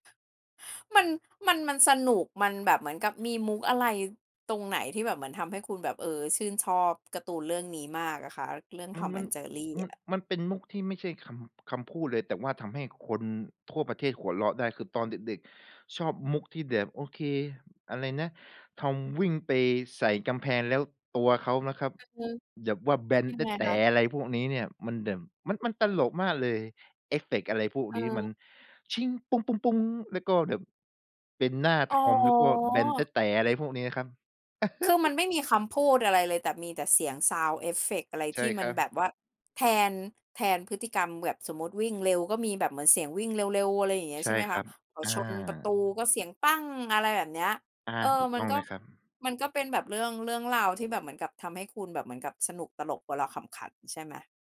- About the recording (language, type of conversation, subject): Thai, podcast, ตอนเด็กๆ คุณดูการ์ตูนเรื่องไหนที่ยังจำได้แม่นที่สุด?
- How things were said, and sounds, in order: other background noise; tapping; other noise; drawn out: "อ๋อ"; laugh